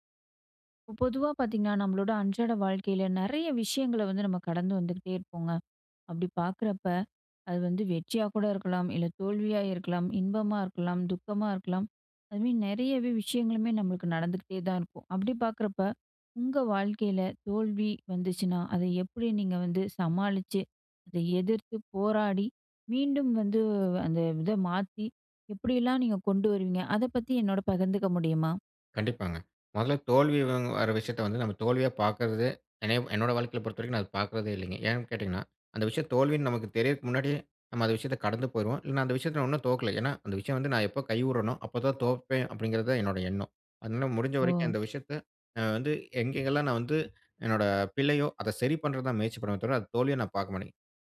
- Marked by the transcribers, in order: none
- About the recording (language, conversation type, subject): Tamil, podcast, தோல்வி வந்தால் அதை கற்றலாக மாற்ற நீங்கள் எப்படி செய்கிறீர்கள்?